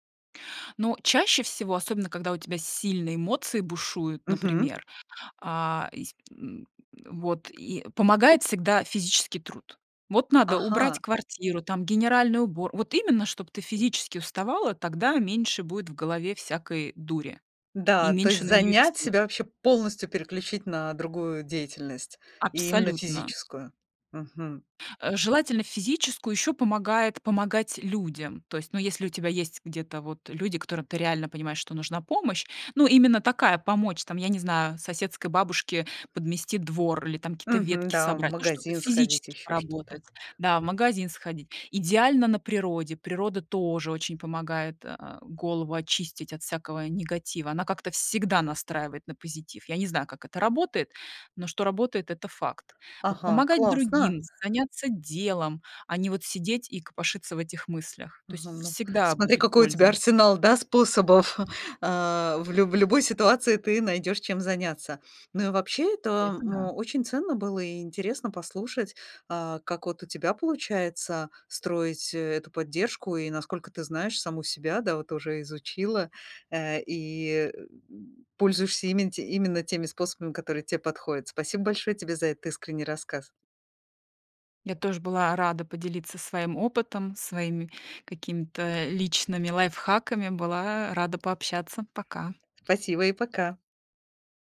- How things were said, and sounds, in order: other background noise; chuckle; tapping
- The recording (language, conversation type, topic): Russian, podcast, Как вы выстраиваете поддержку вокруг себя в трудные дни?